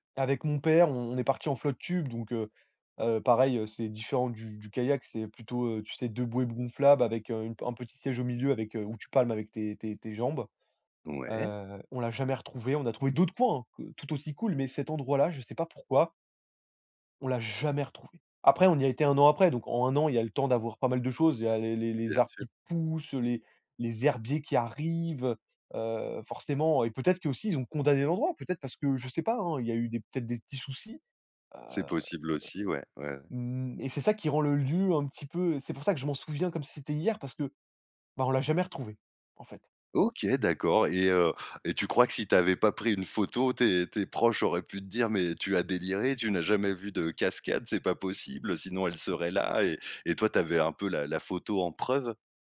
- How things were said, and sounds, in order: "gonflables" said as "bonflables"; stressed: "d'autres"; stressed: "jamais"; stressed: "poussent"; stressed: "arrivent"
- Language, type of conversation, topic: French, podcast, Peux-tu nous raconter une de tes aventures en solo ?